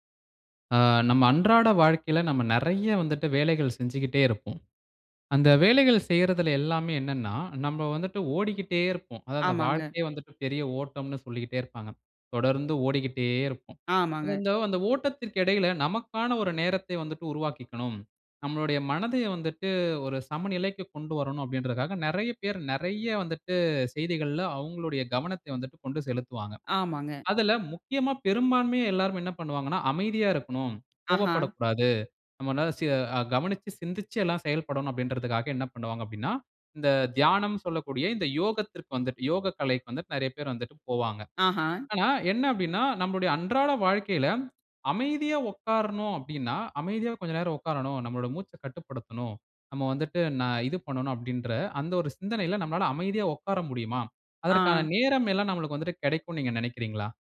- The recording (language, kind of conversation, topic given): Tamil, podcast, தியானத்துக்கு நேரம் இல்லையெனில் என்ன செய்ய வேண்டும்?
- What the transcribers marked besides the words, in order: none